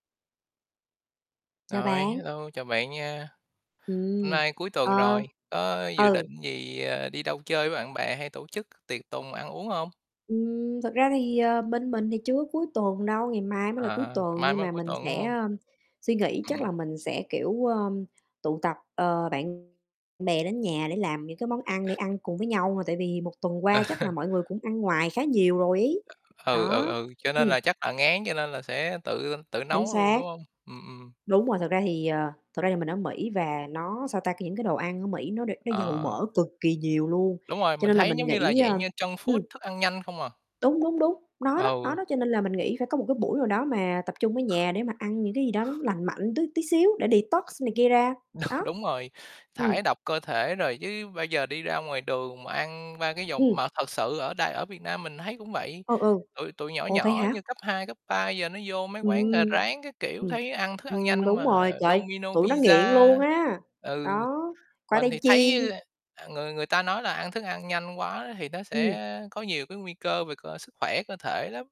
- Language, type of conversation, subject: Vietnamese, unstructured, Món ăn nào khiến bạn cảm thấy hạnh phúc nhất khi thưởng thức?
- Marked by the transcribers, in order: tapping; distorted speech; other noise; laughing while speaking: "Ờ"; other background noise; in English: "junk food"; static; chuckle; laughing while speaking: "Đ"; in English: "detox"